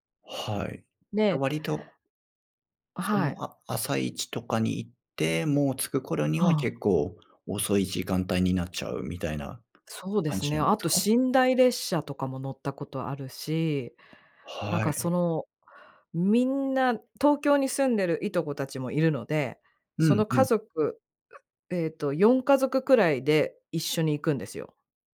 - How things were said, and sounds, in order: none
- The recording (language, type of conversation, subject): Japanese, podcast, 子どもの頃の一番の思い出は何ですか？